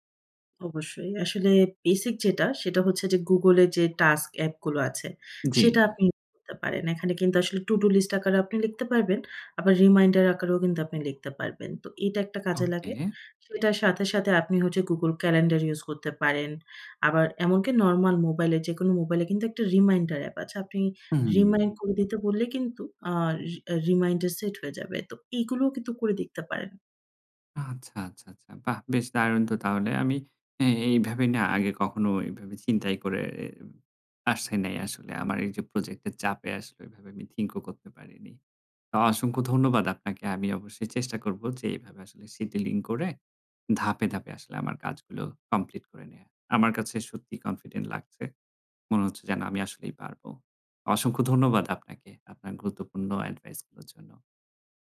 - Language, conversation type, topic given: Bengali, advice, দীর্ঘমেয়াদি প্রকল্পে মনোযোগ ধরে রাখা ক্লান্তিকর লাগছে
- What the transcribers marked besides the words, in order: in English: "to-do List"; in English: "রিমাইন্ডার"; in English: "রিমাইন্ডার অ্যাপ"; in English: "রিমাইন্ড"; tapping; in English: "রিমাইন্ডার সেট"; in English: "থিংক"; in English: "সিডিলিং"; "সিডিউলিং" said as "সিডিলিং"; in English: "কনফিডেন্ট"; in English: "এডভাইস"